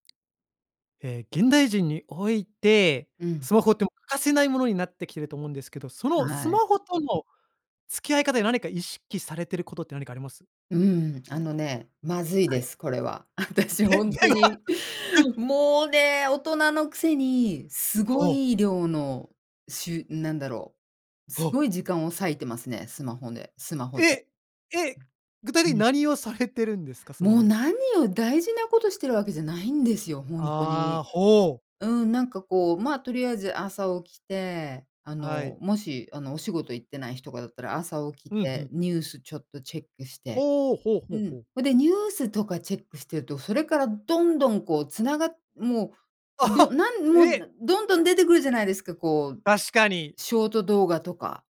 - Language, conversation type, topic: Japanese, podcast, スマホと上手に付き合うために、普段どんな工夫をしていますか？
- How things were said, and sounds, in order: tapping; laughing while speaking: "で、では"; laughing while speaking: "私本当に"; laughing while speaking: "あは"